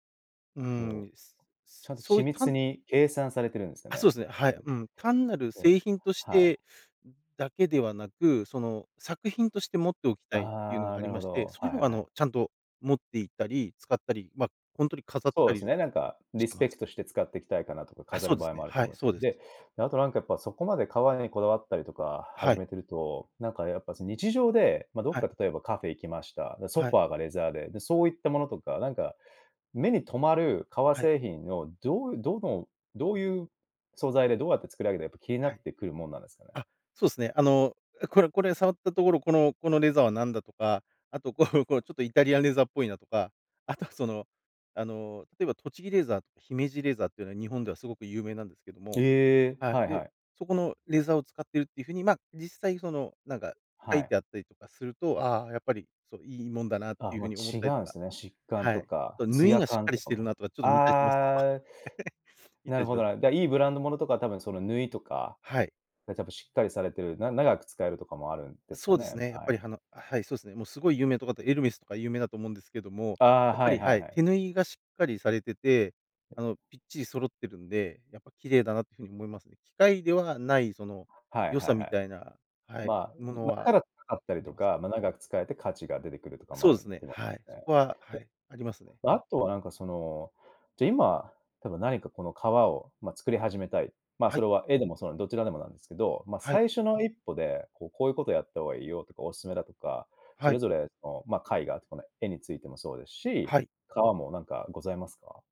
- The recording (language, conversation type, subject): Japanese, podcast, 最近、ワクワクした学びは何ですか？
- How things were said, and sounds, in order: laughing while speaking: "こう こう"; laughing while speaking: "あとは、その"; other noise; laugh; unintelligible speech